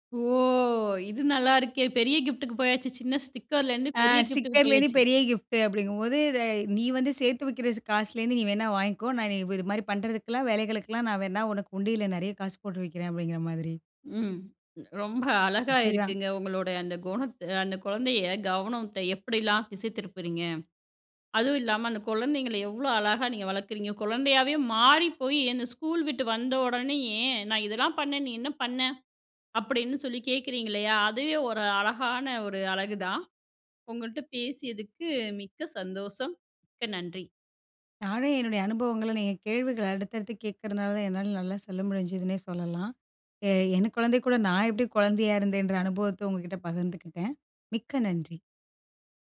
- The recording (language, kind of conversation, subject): Tamil, podcast, குழந்தைகள் அருகில் இருக்கும்போது அவர்களின் கவனத்தை வேறு விஷயத்திற்குத் திருப்புவது எப்படி?
- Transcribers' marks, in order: drawn out: "ஓ!"; in English: "கிஃப்ட்டு"; in English: "ஸ்டிக்கர்"; in English: "கிஃப்ட்"; in English: "ஸ்டிக்கர்"; in English: "கிஃப்ட்"; "கவனத்தை" said as "கவனோத"